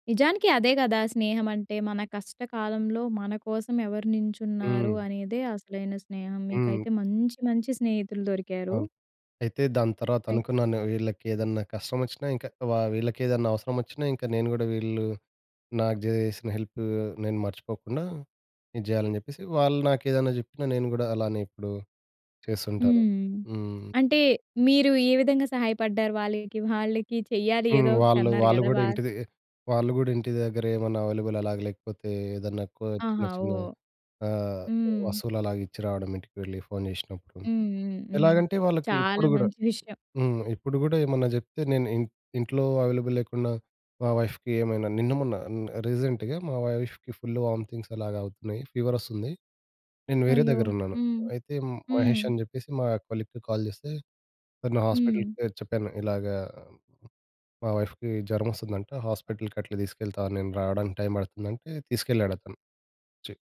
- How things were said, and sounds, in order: in English: "అవైలబుల్"; in English: "అవైలబుల్"; in English: "వైఫ్‌కి"; in English: "రీసెంట్‌గా"; in English: "వైఫ్‌కి"; in English: "వామితింగ్స్"; in English: "కొలీగ్‌కి కాల్"; other noise; in English: "వైఫ్‌కి"; in English: "టైం"
- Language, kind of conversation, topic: Telugu, podcast, కొత్త సభ్యులను జట్టులో సమర్థవంతంగా ఎలా చేర్చుతారు?